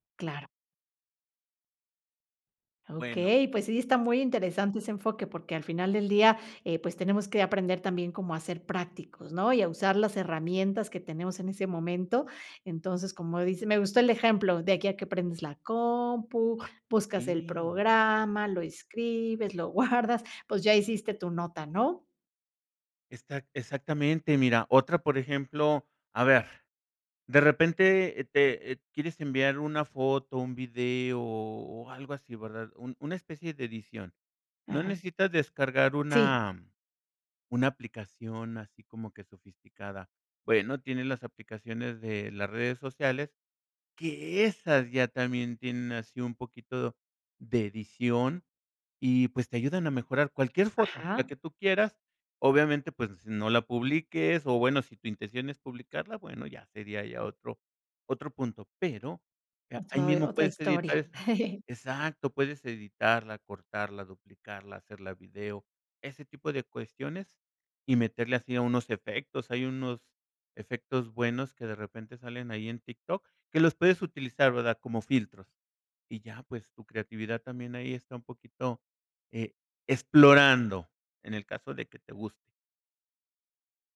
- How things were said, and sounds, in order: other background noise; chuckle
- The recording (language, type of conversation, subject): Spanish, podcast, ¿Qué técnicas sencillas recomiendas para experimentar hoy mismo?
- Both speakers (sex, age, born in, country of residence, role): female, 45-49, Mexico, Mexico, host; male, 55-59, Mexico, Mexico, guest